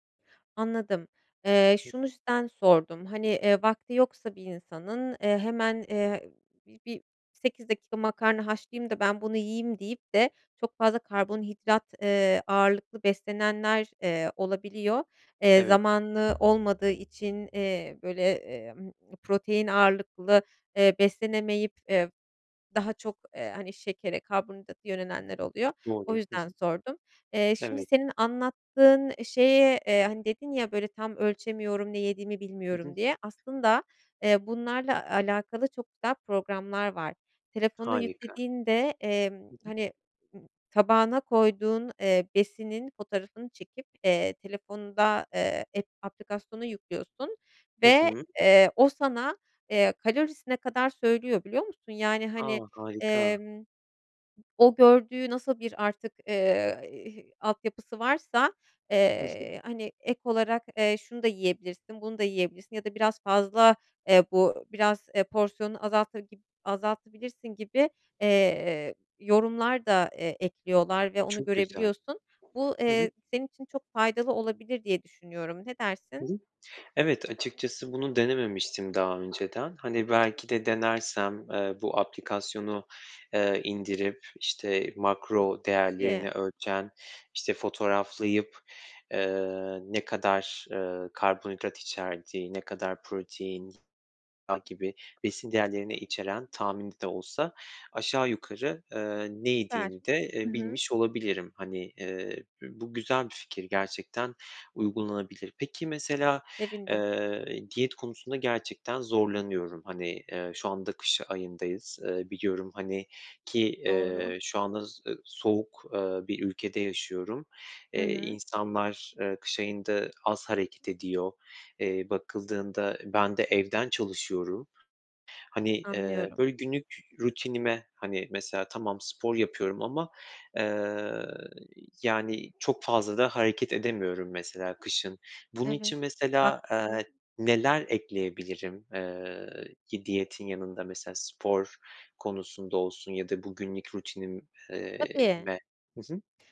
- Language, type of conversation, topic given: Turkish, advice, Diyete başlayıp motivasyonumu kısa sürede kaybetmemi nasıl önleyebilirim?
- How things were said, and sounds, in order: other noise; other background noise; tapping; unintelligible speech